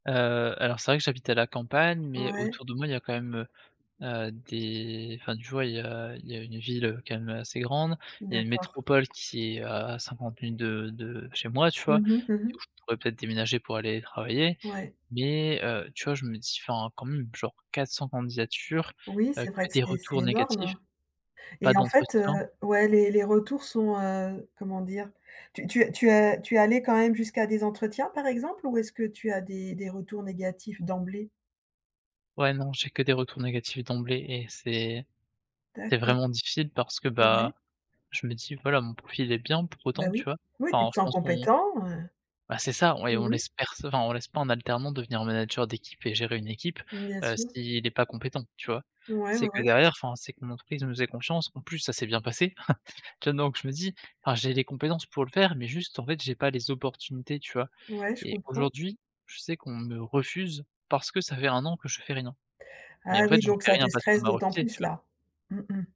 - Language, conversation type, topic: French, advice, Comment vous remettez-vous en question après un échec ou une rechute ?
- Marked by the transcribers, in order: chuckle